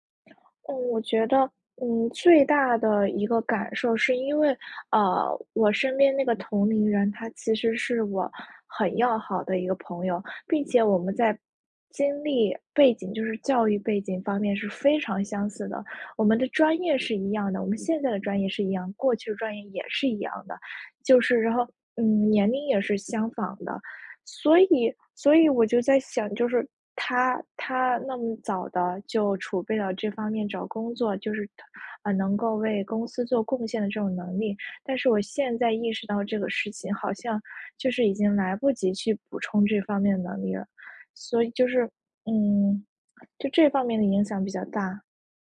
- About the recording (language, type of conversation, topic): Chinese, advice, 你会因为和同龄人比较而觉得自己的自我价值感下降吗？
- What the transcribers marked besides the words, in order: other background noise